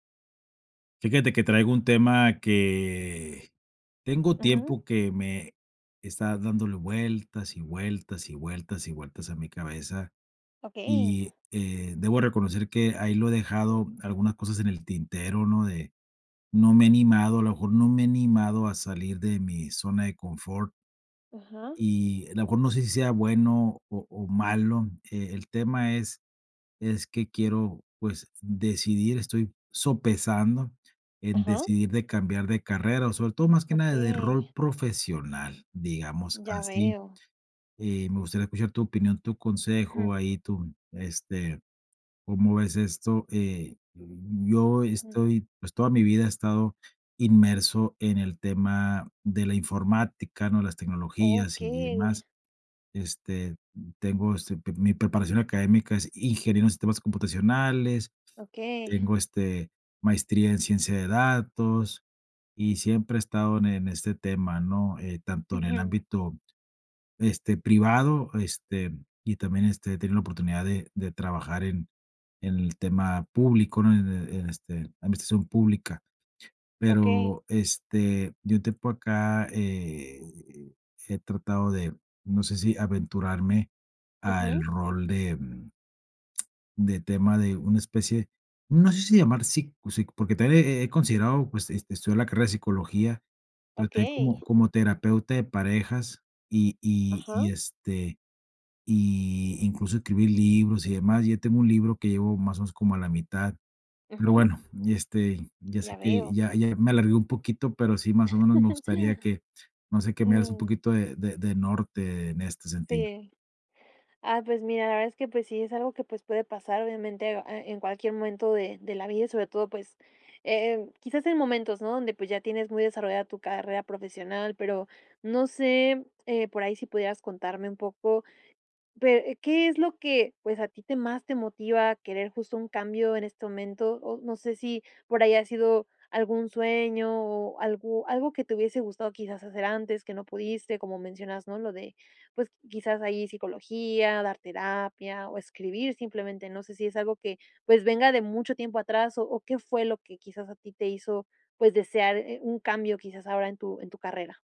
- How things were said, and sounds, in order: tapping; tongue click; laugh
- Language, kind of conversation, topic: Spanish, advice, ¿Cómo puedo decidir si debo cambiar de carrera o de rol profesional?